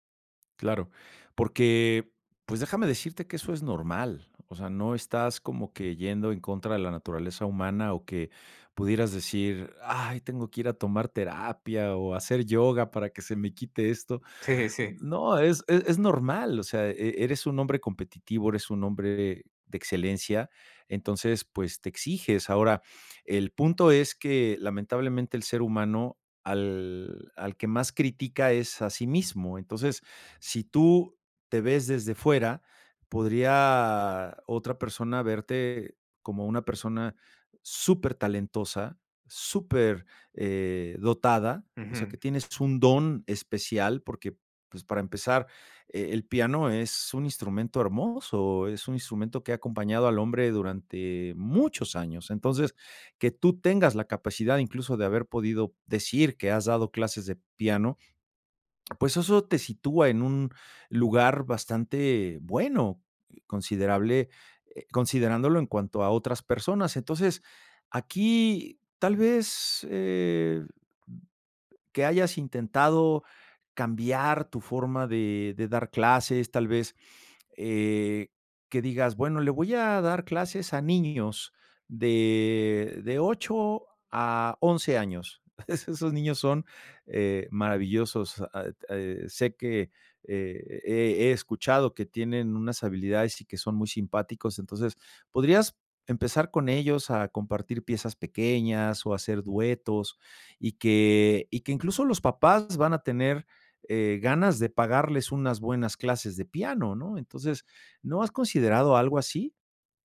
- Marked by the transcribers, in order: other background noise; other noise; laughing while speaking: "es esos"
- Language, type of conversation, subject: Spanish, advice, ¿Cómo puedo encontrarle sentido a mi trabajo diario si siento que no tiene propósito?